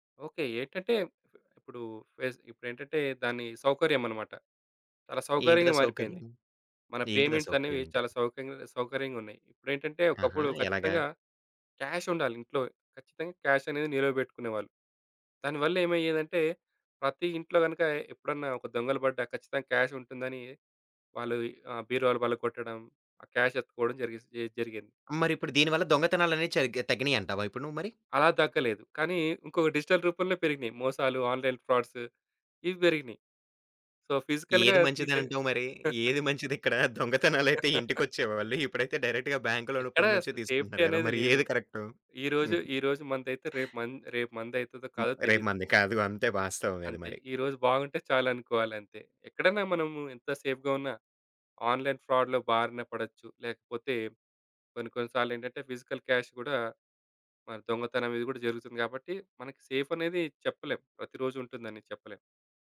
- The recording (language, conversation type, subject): Telugu, podcast, డిజిటల్ చెల్లింపులు పూర్తిగా అమలులోకి వస్తే మన జీవితం ఎలా మారుతుందని మీరు భావిస్తున్నారు?
- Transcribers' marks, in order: other background noise; tapping; in English: "క్యాష్"; in English: "డిజిటల్"; in English: "ఆన్‌లైన్ ఫ్రాడ్స్"; in English: "సో, ఫిజికల్‌గా"; laughing while speaking: "దొంగతనాలైతే ఇంటికొచ్చేవాళ్ళు, ఇప్పుడైతే"; chuckle; in English: "డైరెక్ట్‌గా బాంక్‌లో"; in English: "సేఫ్టీ"; in English: "సేఫ్‌గా"; in English: "ఆన్‌లైన్ ఫ్రాడ్‌లో"; in English: "ఫిజికల్ క్యాష్"